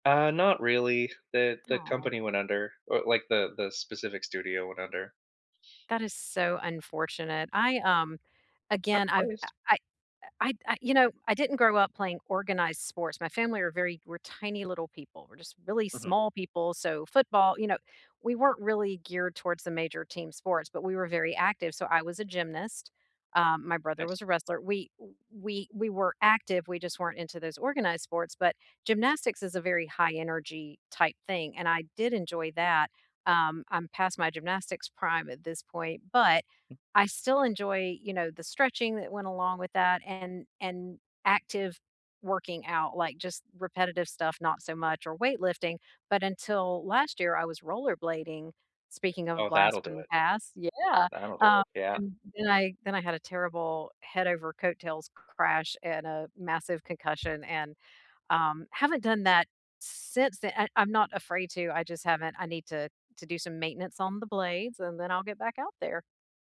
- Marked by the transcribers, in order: chuckle; tapping
- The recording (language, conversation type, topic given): English, unstructured, How do you make exercise fun instead of a chore?
- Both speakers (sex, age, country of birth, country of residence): female, 50-54, United States, United States; male, 35-39, United States, United States